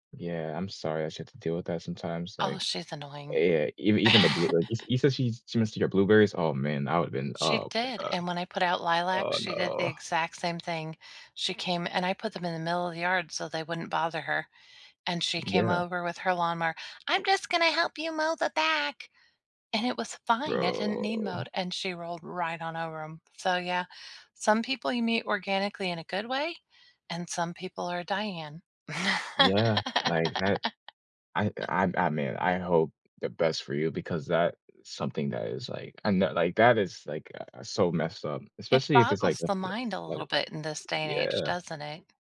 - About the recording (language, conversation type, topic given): English, unstructured, What is your favorite way to get to know a new city or neighborhood, and why does it suit you?
- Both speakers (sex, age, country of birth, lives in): female, 45-49, United States, United States; male, 20-24, United States, United States
- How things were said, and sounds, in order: chuckle; put-on voice: "I'm just gonna help you mow the back"; drawn out: "Bro"; laugh; unintelligible speech